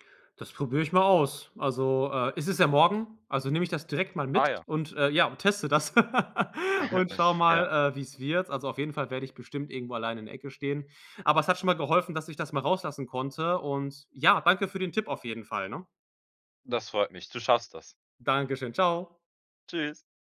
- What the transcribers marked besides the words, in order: other background noise; laugh; snort
- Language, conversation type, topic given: German, advice, Wie kann ich mich trotz Angst vor Bewertung und Ablehnung selbstsicherer fühlen?